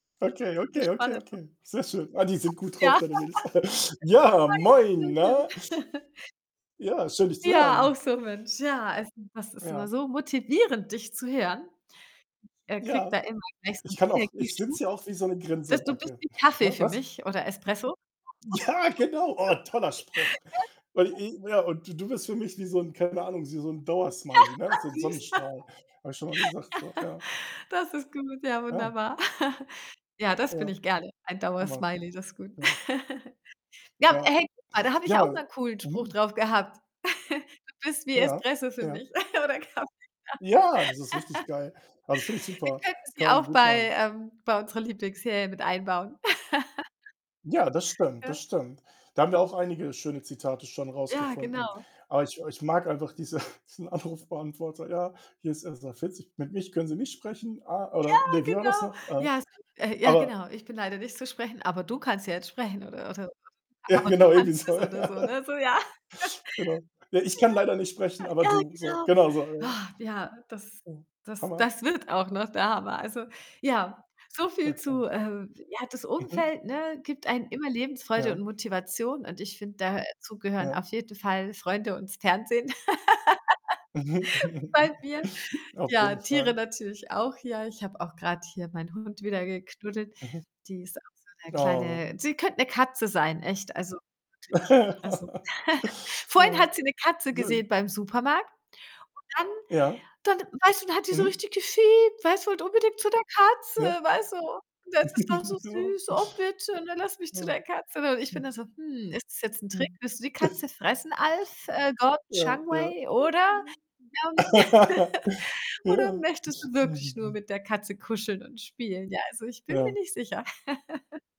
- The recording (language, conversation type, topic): German, unstructured, Wie beeinflusst unser Umfeld unsere Motivation und Lebensfreude?
- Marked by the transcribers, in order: distorted speech; snort; other background noise; chuckle; laugh; unintelligible speech; stressed: "motivierend"; joyful: "Ja, genau"; laugh; unintelligible speech; laugh; chuckle; chuckle; chuckle; chuckle; laughing while speaking: "oder Kaffee"; laugh; chuckle; snort; laughing while speaking: "diesen Anrufbeantworter"; joyful: "Ja, genau"; laughing while speaking: "Ja, genau, irgendwie so, ja"; laugh; chuckle; sigh; laugh; chuckle; chuckle; laugh; put-on voice: "dann hat die so richtig … zu der Katze"; chuckle; snort; chuckle; other noise; laugh; laugh